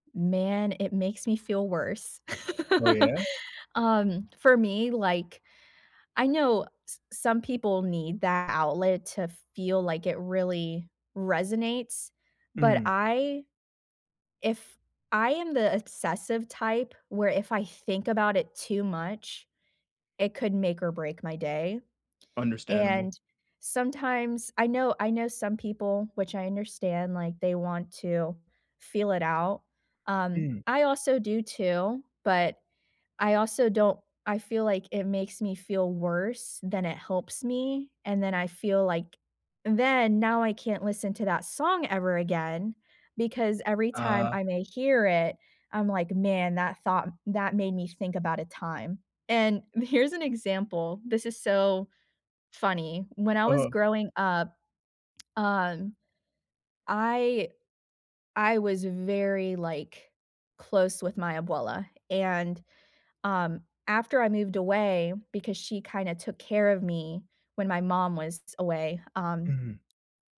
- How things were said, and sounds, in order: laugh; laughing while speaking: "here's"; lip smack
- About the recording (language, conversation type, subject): English, unstructured, Should I share my sad story in media to feel less alone?
- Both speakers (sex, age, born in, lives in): female, 20-24, United States, United States; male, 30-34, United States, United States